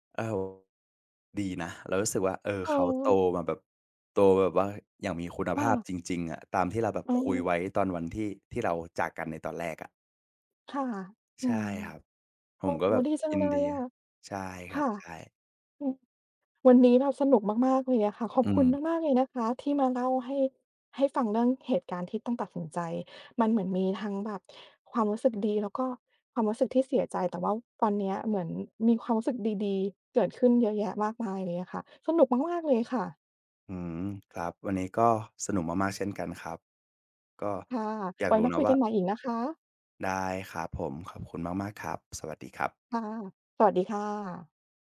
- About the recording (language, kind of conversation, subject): Thai, podcast, คุณเคยต้องตัดสินใจเรื่องที่ยากมากอย่างไร และได้เรียนรู้อะไรจากมันบ้าง?
- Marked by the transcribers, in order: tapping